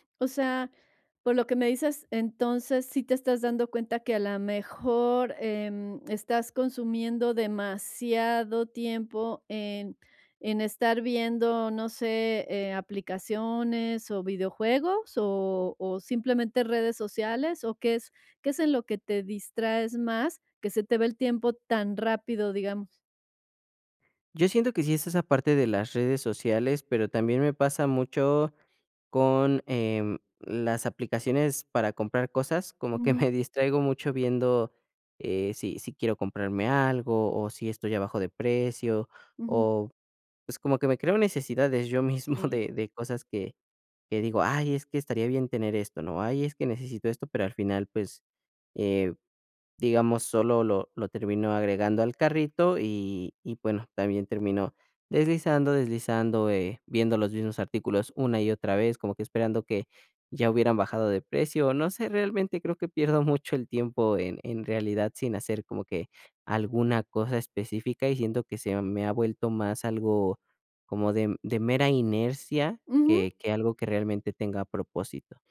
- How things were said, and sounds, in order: chuckle
- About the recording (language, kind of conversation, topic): Spanish, advice, ¿Cómo puedo manejar mejor mis pausas y mi energía mental?